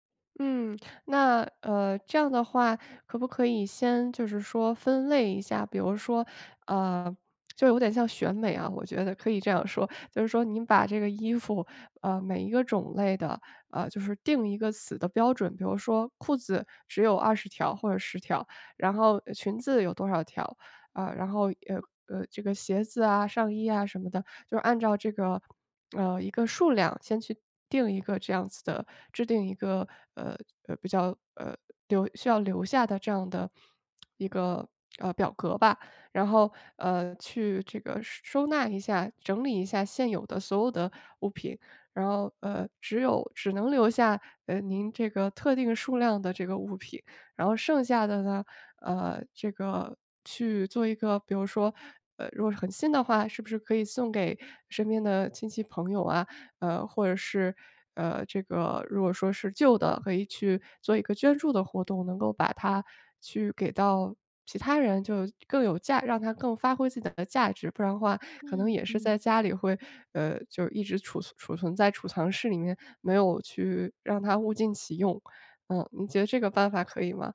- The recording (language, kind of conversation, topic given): Chinese, advice, 怎样才能长期维持简约生活的习惯？
- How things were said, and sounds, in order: other background noise; tapping